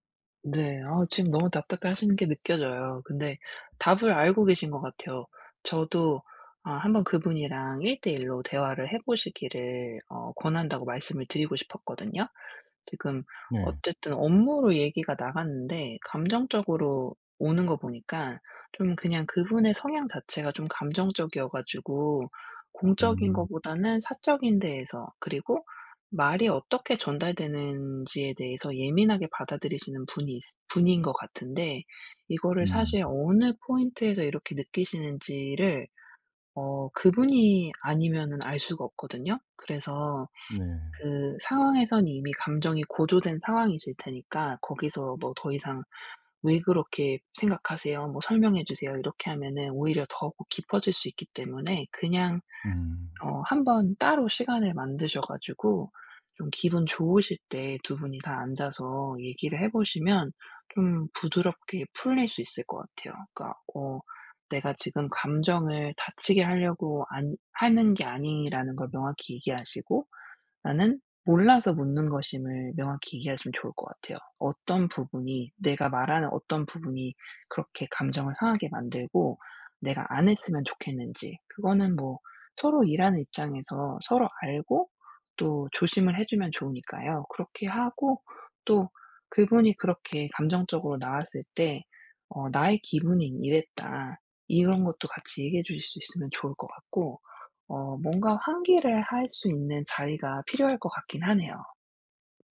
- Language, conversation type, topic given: Korean, advice, 감정이 상하지 않도록 상대에게 건설적인 피드백을 어떻게 말하면 좋을까요?
- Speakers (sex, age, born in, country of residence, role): female, 40-44, South Korea, United States, advisor; male, 45-49, South Korea, South Korea, user
- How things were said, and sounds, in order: tapping